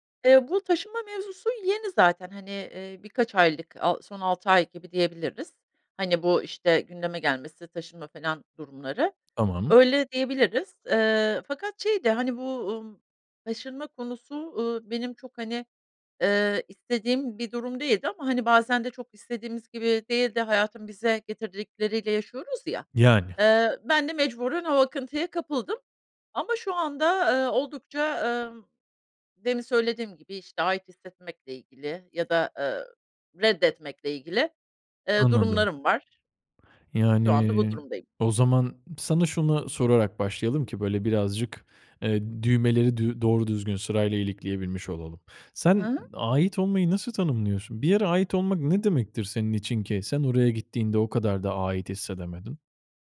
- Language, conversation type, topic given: Turkish, advice, Yeni bir şehre taşınmaya karar verirken nelere dikkat etmeliyim?
- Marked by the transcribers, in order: tapping